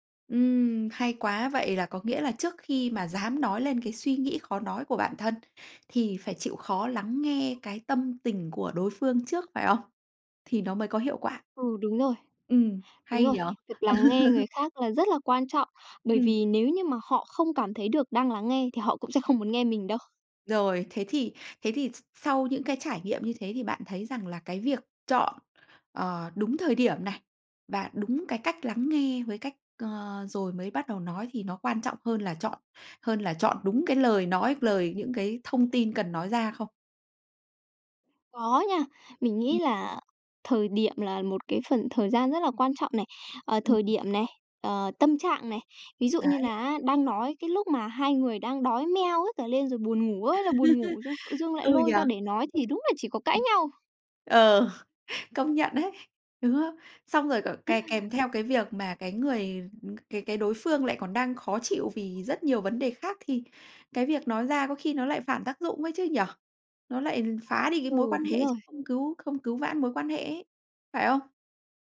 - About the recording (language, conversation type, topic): Vietnamese, podcast, Bạn có thể kể về một lần bạn dám nói ra điều khó nói không?
- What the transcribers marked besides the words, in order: laugh; tapping; other background noise; laugh; chuckle; other noise